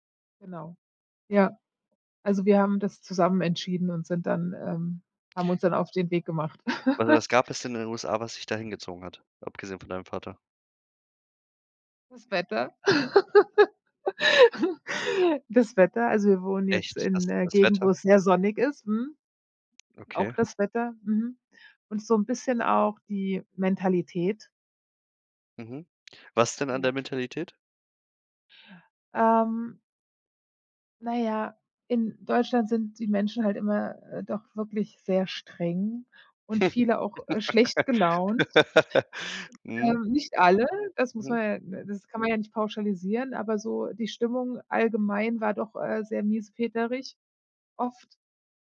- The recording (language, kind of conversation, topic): German, podcast, Wie triffst du Entscheidungen bei großen Lebensumbrüchen wie einem Umzug?
- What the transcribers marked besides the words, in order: laugh; laugh; laugh